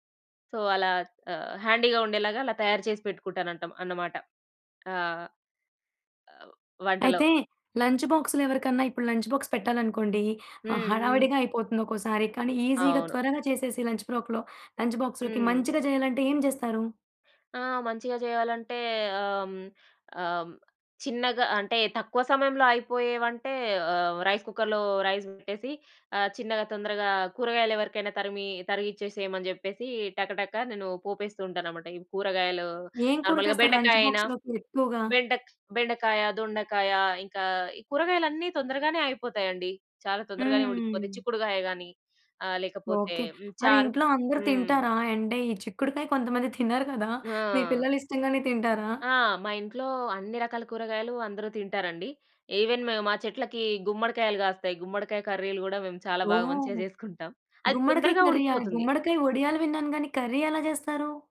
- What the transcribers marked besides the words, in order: in English: "సో"; in English: "హ్యాండీ‌గా"; tapping; in English: "లంచ్ బాక్స్‌లో"; in English: "లంచ్ బాక్స్"; in English: "ఈజీగా"; in English: "లంచ్"; in English: "లంచ్ బాక్స్‌లోకి"; in English: "రైస్ కుక్కర్‌లో రైస్"; in English: "నార్మల్‌గా"; in English: "లంచ్ బాక్స్‌లోకి"; in English: "ఈవెన్"; in English: "కర్రీ"
- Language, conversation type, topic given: Telugu, podcast, వంటలో సహాయం చేయడానికి కుటుంబ సభ్యులు ఎలా భాగస్వామ్యం అవుతారు?